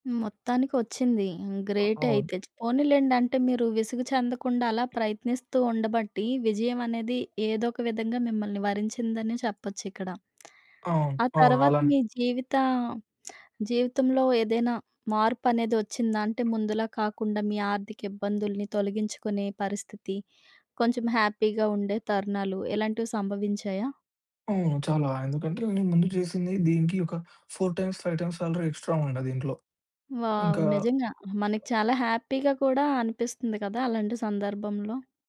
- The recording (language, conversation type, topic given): Telugu, podcast, ముందుగా ఊహించని ఒక ఉద్యోగ అవకాశం మీ జీవితాన్ని ఎలా మార్చింది?
- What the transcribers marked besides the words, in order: other background noise; lip smack; tapping; in English: "హ్యాపీగా"; in English: "ఫోర్ టైమ్స్, ఫైవ్ టైమ్స్ శాలరీ ఎక్స్ట్రా"; in English: "వావ్!"; in English: "హ్యాపీగా"